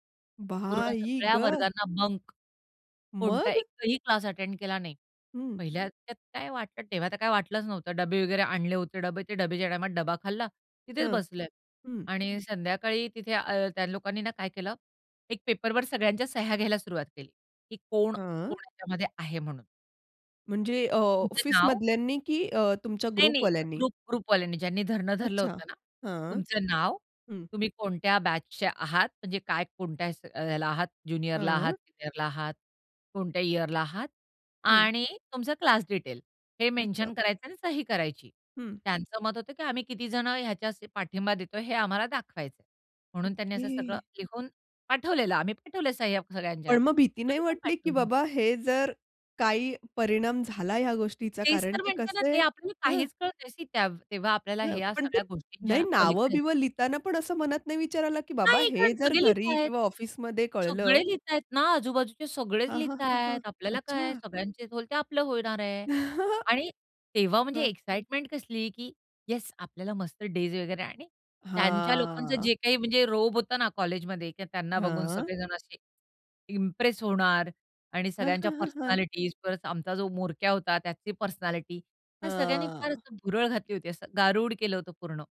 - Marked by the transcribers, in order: surprised: "बाई गं!"; tapping; in English: "बंक"; in English: "ग्रुपवाल्यांनी?"; in English: "ग्रुप ग्रुपवाल्यांनी"; in English: "बॅचचे"; other noise; chuckle; in English: "एक्साईटमेंट"; drawn out: "हां"; in English: "रोब"; in English: "पर्सनॅलिटीज"; in English: "पर्सनॅलिटी"; drawn out: "हां"
- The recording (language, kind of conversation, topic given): Marathi, podcast, आई-वडिलांशी न बोलता निर्णय घेतल्यावर काय घडलं?